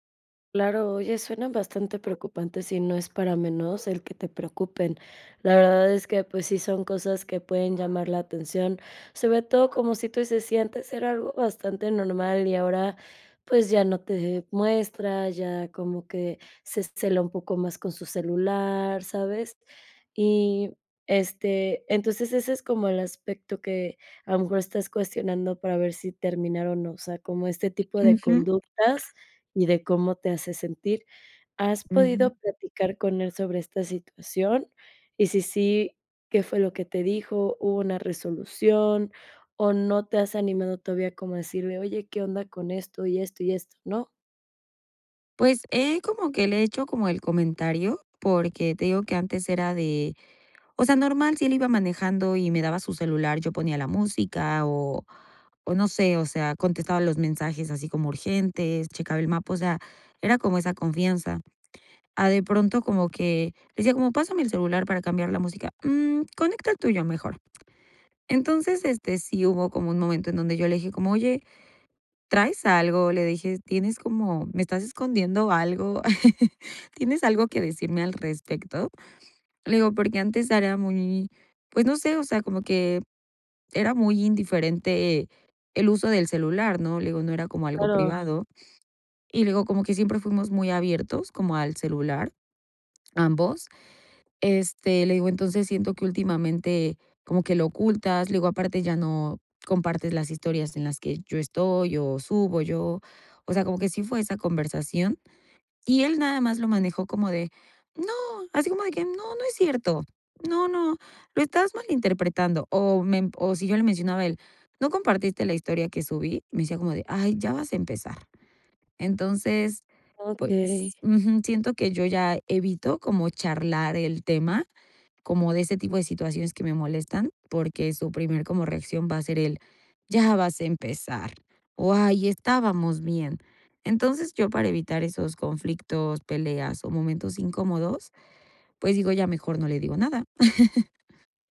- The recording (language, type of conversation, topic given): Spanish, advice, ¿Cómo puedo decidir si debo terminar una relación de larga duración?
- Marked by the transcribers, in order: other background noise; tapping; laugh; chuckle